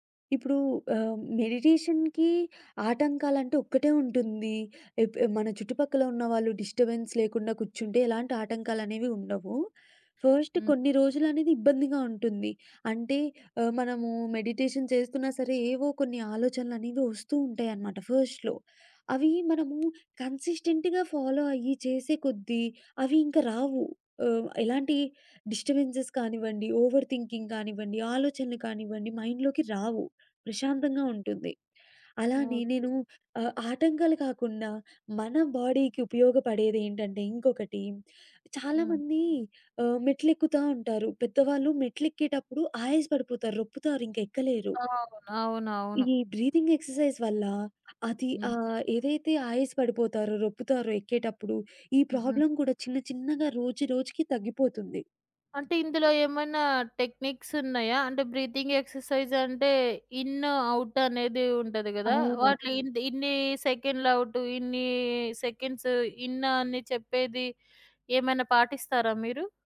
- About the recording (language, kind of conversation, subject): Telugu, podcast, ఒక చిన్న అలవాటు మీ రోజువారీ దినచర్యను ఎలా మార్చిందో చెప్పగలరా?
- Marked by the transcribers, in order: in English: "మెడిటేషన్‌కి"; tapping; in English: "డిస్ట బెన్స్"; in English: "ఫస్ట్"; other background noise; in English: "మెడిటేషన్"; in English: "ఫస్ట్‌లో"; in English: "కన్సిస్టెంట్‌గా ఫాలో"; in English: "డిస్టబెన్సెస్"; in English: "ఓవర్ థింకింగ్"; in English: "మైండ్‌లోకి"; in English: "బాడీకి"; in English: "బ్రీతింగ్ ఎక్సర్సైజ్"; in English: "ప్రాబ్లమ్"; in English: "టెక్నిక్స్"; in English: "బ్రీతింగ్"; in English: "ఇన్, ఔట్"; in English: "ఔట్"; in English: "సెకండ్స్ ఇన్"